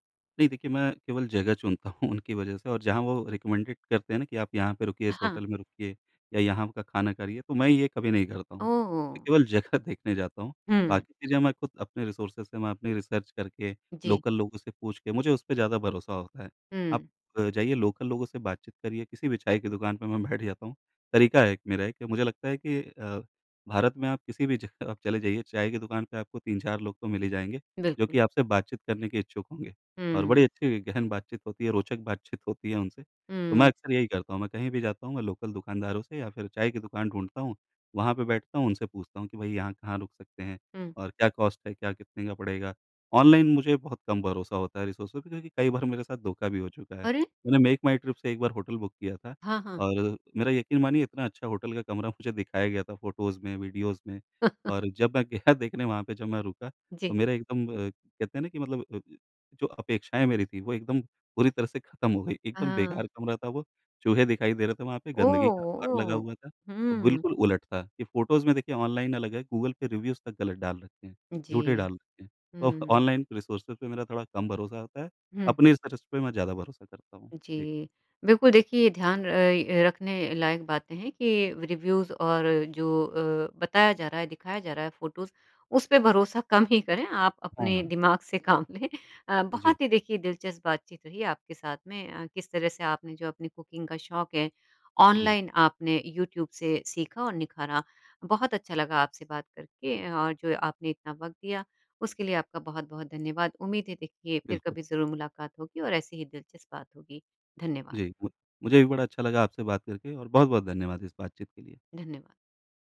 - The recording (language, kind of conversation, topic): Hindi, podcast, ऑनलाइन संसाधन पुराने शौक को फिर से अपनाने में कितने मददगार होते हैं?
- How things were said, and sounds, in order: laughing while speaking: "हूँ"; in English: "रेकमेंडेड"; laughing while speaking: "जगह"; in English: "रिसोर्सेज़"; in English: "रिसर्च"; in English: "लोकल"; in English: "लोकल"; laughing while speaking: "बैठ"; laughing while speaking: "जगह"; in English: "लोकल"; in English: "कॉस्ट"; in English: "रिसोर्सेज़"; in English: "बुक"; in English: "फ़ोटोज़"; chuckle; in English: "वीडियोज़"; laughing while speaking: "गया देखने"; in English: "फ़ोटोज़"; in English: "रिव्यूज़"; in English: "रिसोर्सेज़"; in English: "रिसर्च"; in English: "रिव्यूज़"; in English: "फ़ोटोज़"; laughing while speaking: "काम लें"; in English: "कुकिंग"